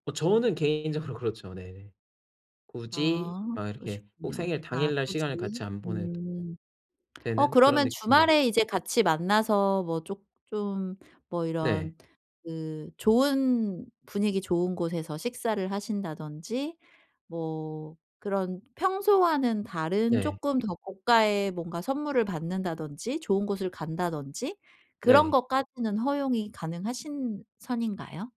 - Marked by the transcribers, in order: other background noise
- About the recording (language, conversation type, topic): Korean, advice, 축하 행사에서 기대와 현실이 달라 힘들 때 어떻게 하면 좋을까요?
- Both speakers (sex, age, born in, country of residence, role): female, 40-44, South Korea, South Korea, advisor; male, 30-34, South Korea, Hungary, user